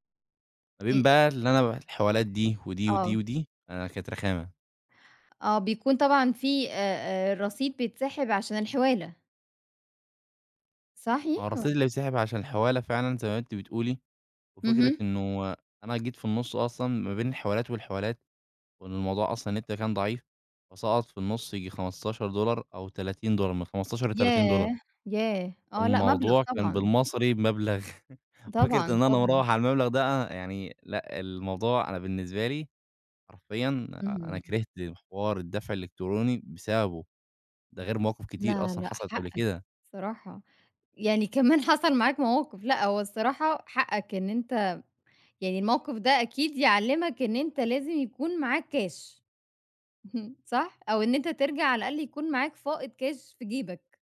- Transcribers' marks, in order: chuckle; chuckle
- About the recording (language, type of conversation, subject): Arabic, podcast, إيه رأيك في الدفع الإلكتروني بدل الكاش؟